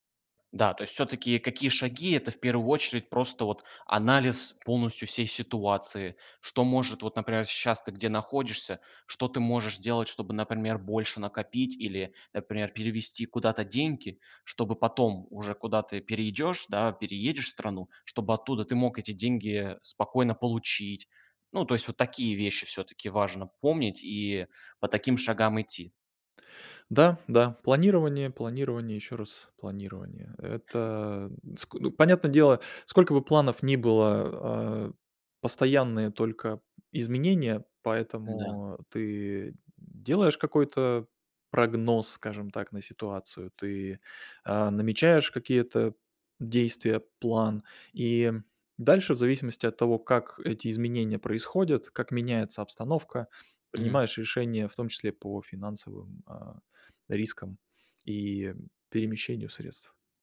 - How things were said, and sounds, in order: other background noise; tapping
- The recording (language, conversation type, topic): Russian, podcast, Как минимизировать финансовые риски при переходе?